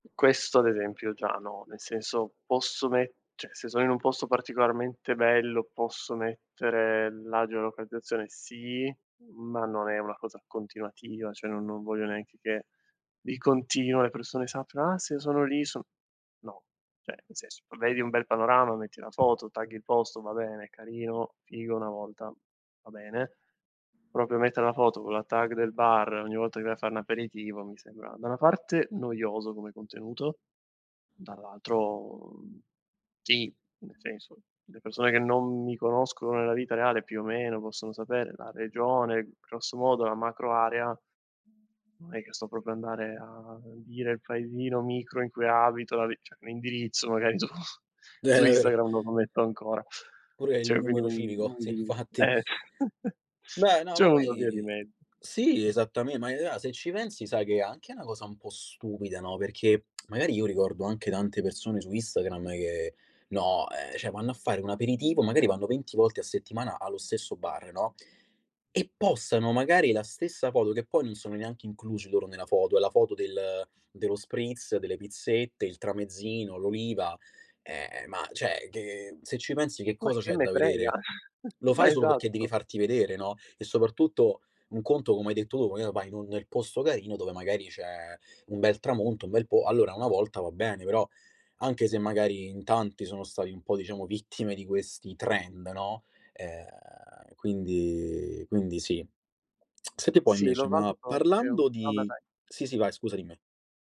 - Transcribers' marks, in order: laughing while speaking: "Eh, davvero"; "cioè" said as "ceh"; laughing while speaking: "su"; laughing while speaking: "infatti"; "Cioè" said as "ceh"; chuckle; other background noise; lip smack; chuckle
- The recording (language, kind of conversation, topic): Italian, podcast, Quali regole segui per proteggere la tua privacy online?
- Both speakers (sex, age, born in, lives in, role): male, 25-29, Italy, Italy, guest; male, 25-29, Italy, Italy, host